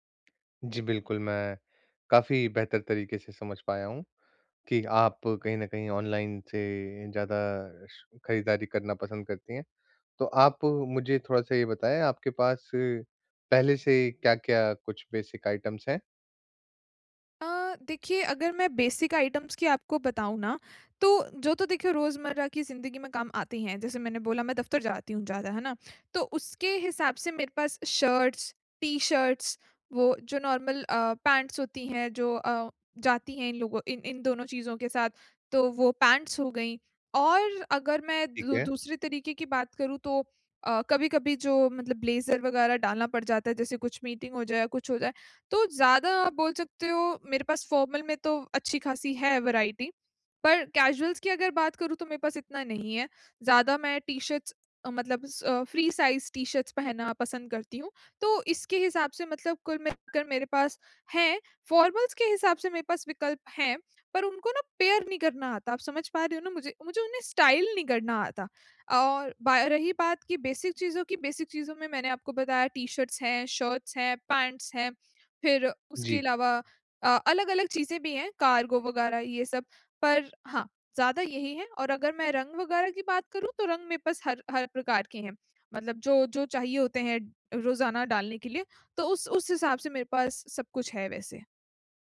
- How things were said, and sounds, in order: in English: "बेसिक आइटम्स"; in English: "बेसिक आइटम्स"; in English: "शर्ट्स, टी-शर्ट्स"; in English: "नॉर्मल"; in English: "पैंट्स"; in English: "पैंट्स"; in English: "ब्लेज़र"; in English: "फॉर्मल"; in English: "वेराइटी"; in English: "कैजुअल्स"; in English: "टी शर्ट्स"; in English: "फ्री साइज़ टी-शर्ट्स"; other background noise; in English: "फॉर्मल्स"; in English: "पैयर"; in English: "स्टाइल"; in English: "बेसिक"; in English: "बेसिक"; in English: "टी-शर्ट्स"; in English: "शर्ट्स"; in English: "पैंट्स"; in English: "कार्गो"
- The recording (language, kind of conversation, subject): Hindi, advice, कम बजट में स्टाइलिश दिखने के आसान तरीके